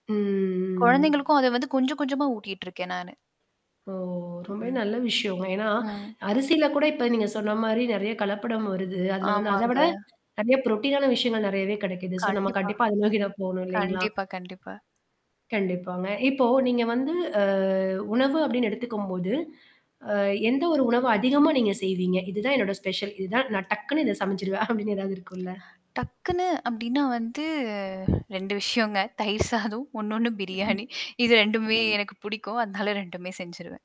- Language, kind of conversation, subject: Tamil, podcast, உணவு உங்கள் குடும்ப உறவுகளை எப்படிப் பலப்படுத்துகிறது?
- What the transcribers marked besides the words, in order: drawn out: "ம்"; tapping; drawn out: "ஓ"; in English: "புரோட்டீன்"; in English: "சோ"; chuckle; drawn out: "அ"; drawn out: "அ"; in English: "ஸ்பெஷல்"; chuckle; drawn out: "அப்படின்னு ஏதாவது இருக்கும்ல?"; lip smack; other background noise; laughing while speaking: "தயிர் சாதம் இன்னொன்னு பிரியாணி"; static; laughing while speaking: "அதனால ரெண்டுமே செஞ்சுருவேன்"